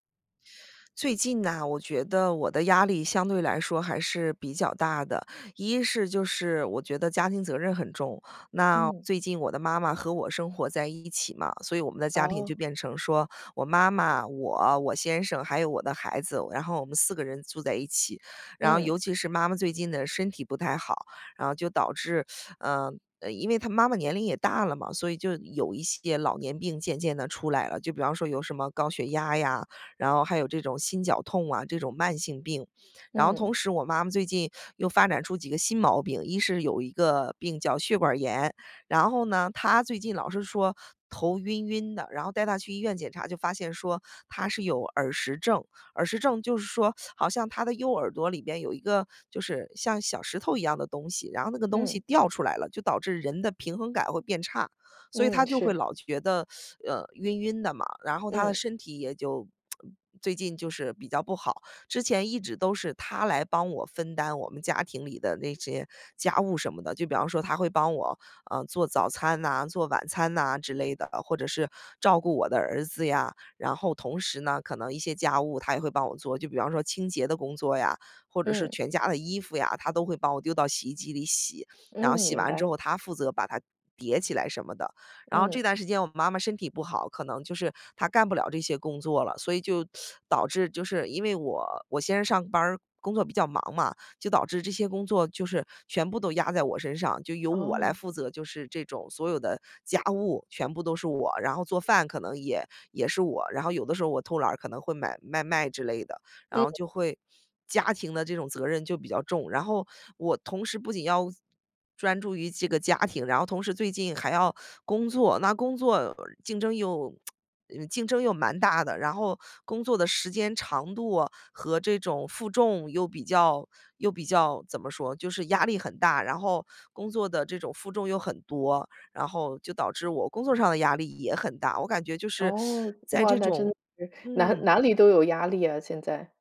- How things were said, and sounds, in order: teeth sucking; teeth sucking; lip smack; teeth sucking; lip smack; teeth sucking
- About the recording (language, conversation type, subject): Chinese, advice, 压力下的自我怀疑